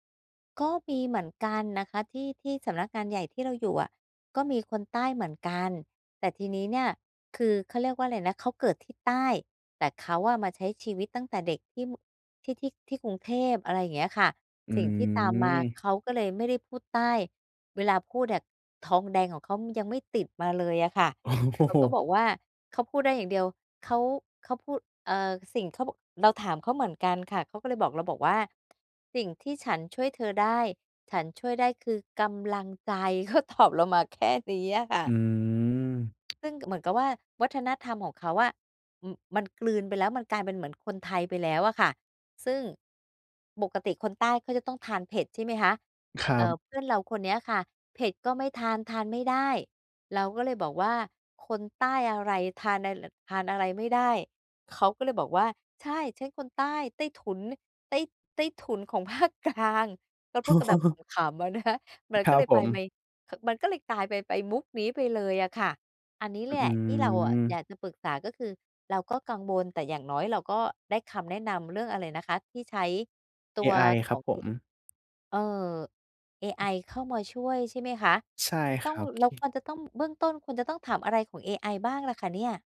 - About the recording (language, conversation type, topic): Thai, advice, ฉันจะปรับตัวเข้ากับวัฒนธรรมและสถานที่ใหม่ได้อย่างไร?
- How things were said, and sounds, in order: laughing while speaking: "โอ้"; laughing while speaking: "เขาตอบ"; tapping; laughing while speaking: "ภาคกลาง"; unintelligible speech; laughing while speaking: "คะ"